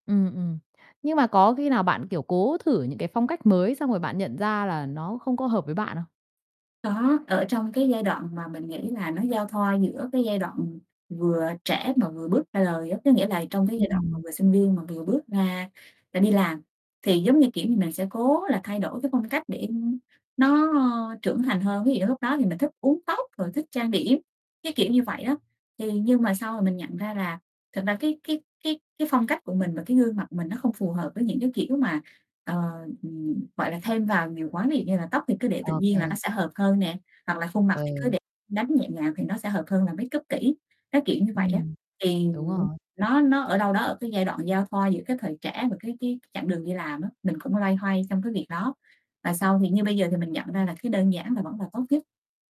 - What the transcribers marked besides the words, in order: tapping; other background noise; distorted speech; in English: "makeup"
- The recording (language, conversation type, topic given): Vietnamese, podcast, Trang phục ảnh hưởng như thế nào đến sự tự tin của bạn?